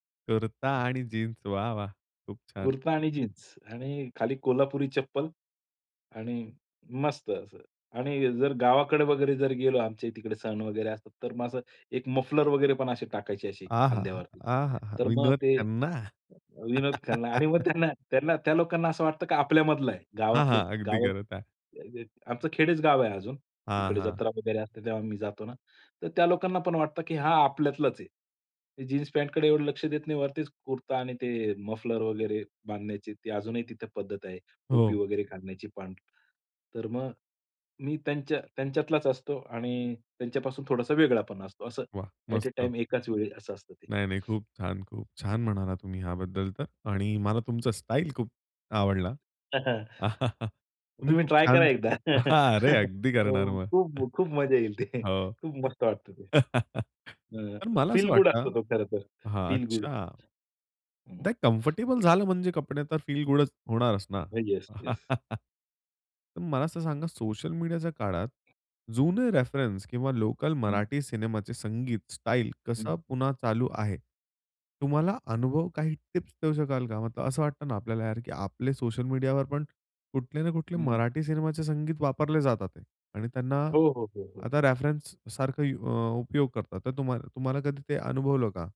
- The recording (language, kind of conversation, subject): Marathi, podcast, चित्रपट किंवा संगीताचा तुमच्या शैलीवर कसा परिणाम झाला?
- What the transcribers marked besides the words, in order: other background noise; other noise; laugh; tapping; in English: "ॲट अ टाईम"; chuckle; chuckle; in English: "कम्फर्टेबल"; chuckle